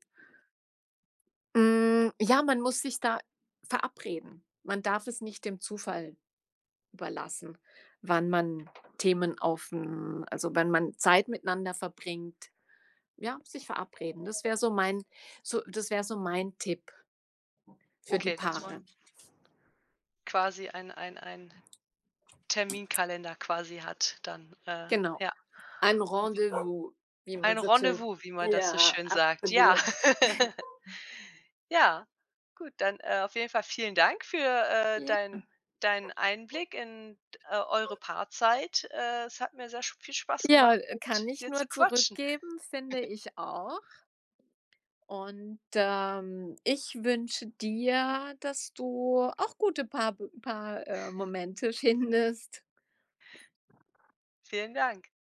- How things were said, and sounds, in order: other background noise; drawn out: "Hm"; tapping; dog barking; laugh; snort; chuckle
- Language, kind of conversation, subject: German, podcast, Wie nehmt ihr euch als Paar bewusst Zeit füreinander?